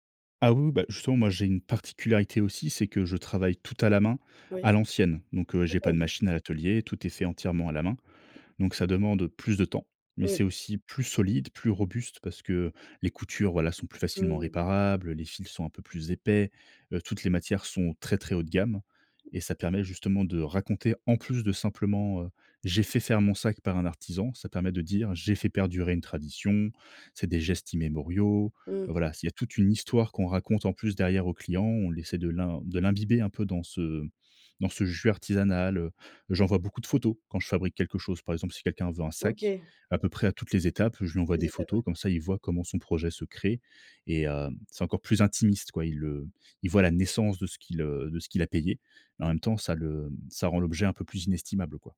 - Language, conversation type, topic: French, podcast, Quel conseil donnerais-tu à quelqu’un qui débute ?
- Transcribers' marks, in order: tapping; other background noise; stressed: "intimiste"